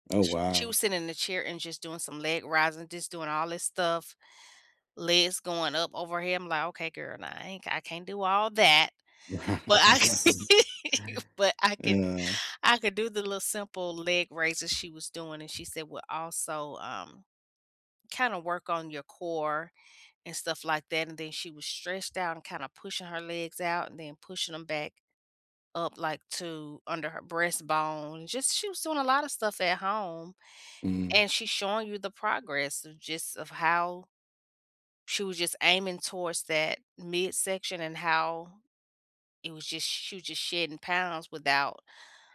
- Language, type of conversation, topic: English, unstructured, What tiny daily habit has quietly changed your life, and how did you make it stick?
- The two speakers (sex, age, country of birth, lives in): female, 40-44, United States, United States; male, 35-39, United States, United States
- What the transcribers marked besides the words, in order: tapping; laugh; other background noise; laugh